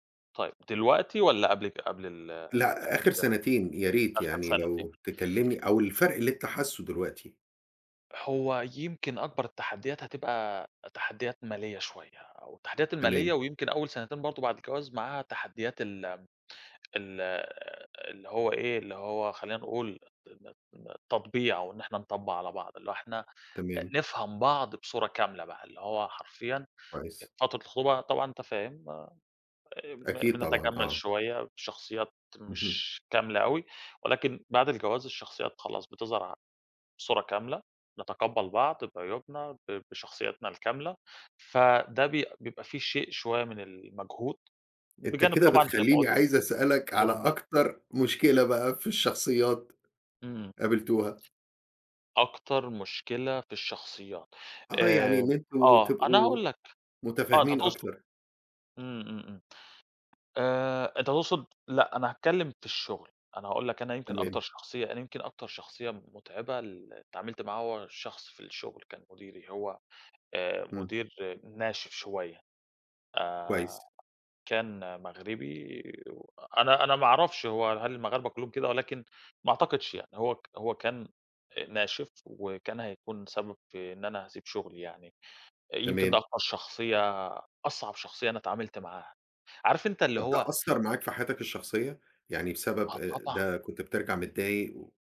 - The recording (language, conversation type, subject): Arabic, podcast, إزاي بتوازن بين الشغل وحياتك الشخصية؟
- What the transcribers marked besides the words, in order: tapping